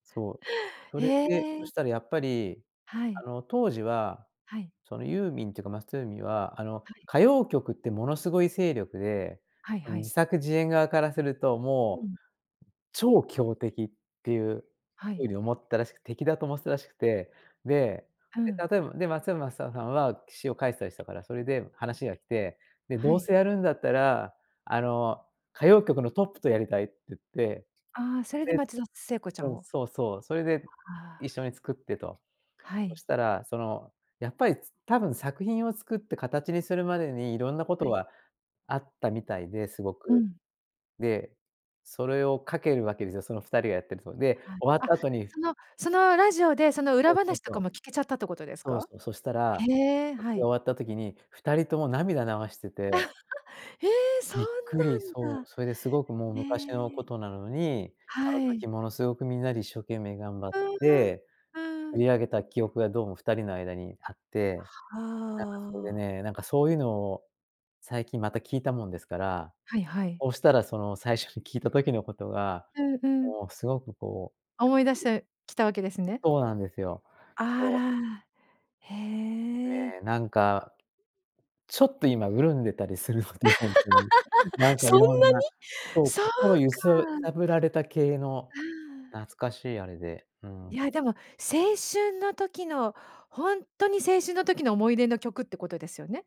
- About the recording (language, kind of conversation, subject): Japanese, podcast, 心に残っている曲を1曲教えてもらえますか？
- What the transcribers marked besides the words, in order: laugh; other noise; laugh